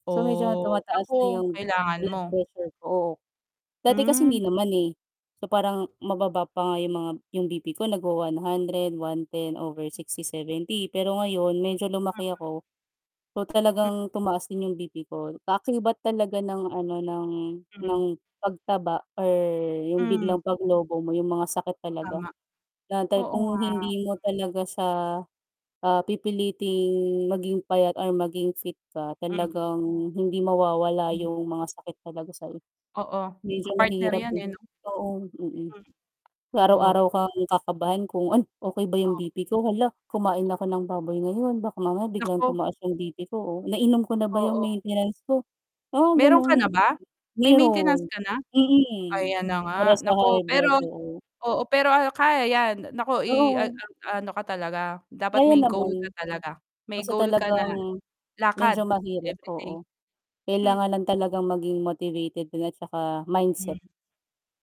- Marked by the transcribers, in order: static; distorted speech; tapping; mechanical hum; other background noise; background speech
- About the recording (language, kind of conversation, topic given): Filipino, unstructured, Ano ang mga benepisyo ng regular na ehersisyo para sa iyo?
- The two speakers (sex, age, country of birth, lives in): female, 35-39, Philippines, Finland; female, 35-39, Philippines, Philippines